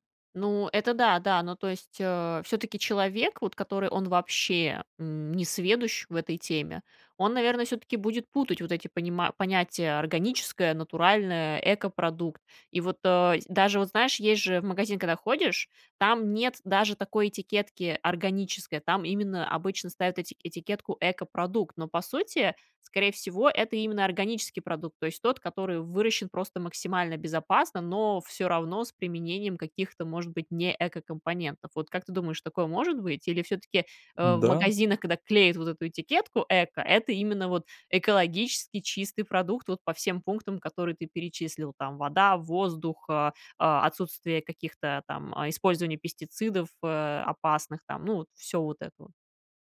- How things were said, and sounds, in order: none
- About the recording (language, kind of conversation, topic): Russian, podcast, Как отличить настоящее органическое от красивой этикетки?
- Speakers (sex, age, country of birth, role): female, 30-34, Russia, host; male, 45-49, Russia, guest